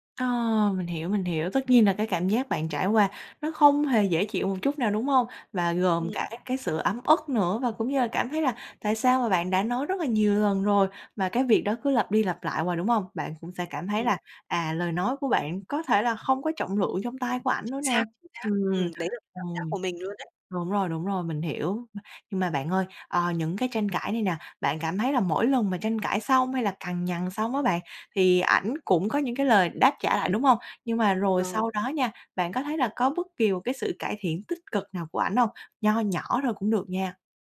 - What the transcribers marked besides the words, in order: tapping; "hoài" said as "quài"; other background noise; other noise
- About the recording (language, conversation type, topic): Vietnamese, advice, Làm sao để chấm dứt những cuộc cãi vã lặp lại về việc nhà và phân chia trách nhiệm?